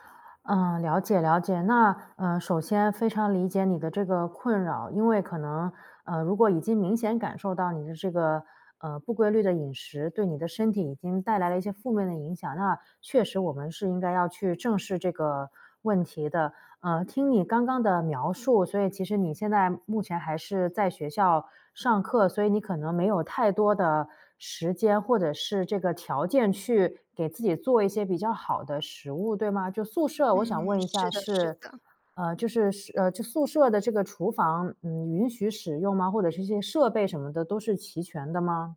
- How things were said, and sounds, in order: none
- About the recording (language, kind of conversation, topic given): Chinese, advice, 你想如何建立稳定规律的饮食和备餐习惯？